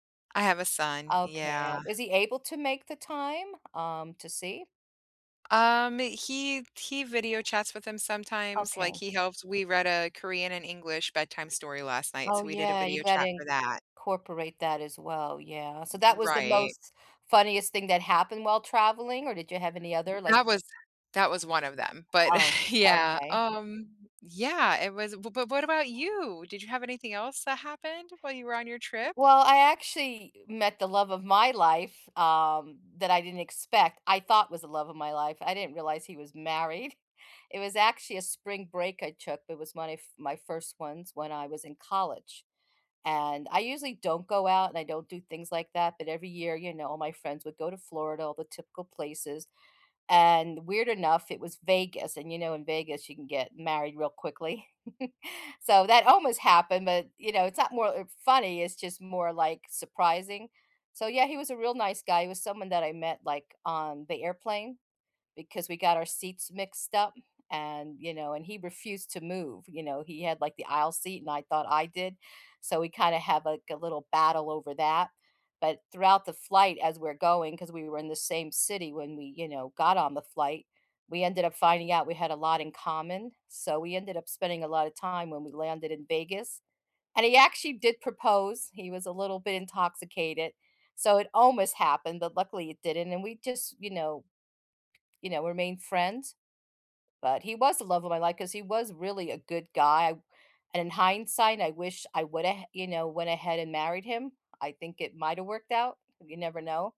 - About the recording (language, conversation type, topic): English, unstructured, What’s the funniest thing that’s happened to you while traveling?
- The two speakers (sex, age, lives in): female, 40-44, United States; female, 50-54, United States
- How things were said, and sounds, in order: tapping; other background noise; laugh; chuckle